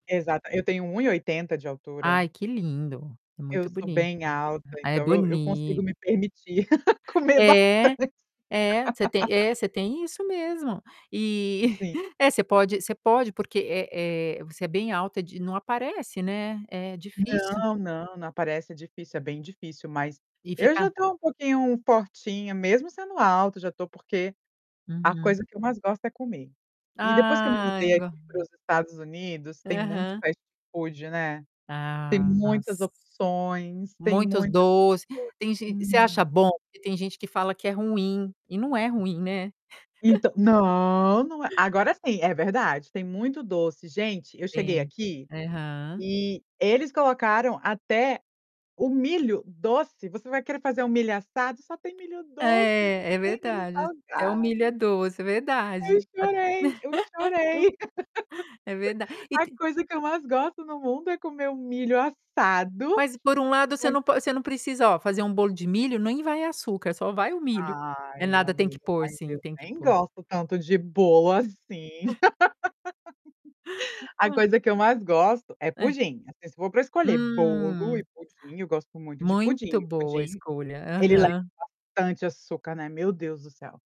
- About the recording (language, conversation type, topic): Portuguese, podcast, Como lidar com insegurança corporal ao escolher roupas?
- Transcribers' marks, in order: laugh; laughing while speaking: "comer bastante"; laugh; chuckle; tapping; distorted speech; in English: "fast food"; unintelligible speech; stressed: "não!"; chuckle; other background noise; put-on voice: "Eu chorei, eu chorei"; laugh; laughing while speaking: "A coisa que eu mais … milho assado com"; laugh; chuckle; drawn out: "Hum"; unintelligible speech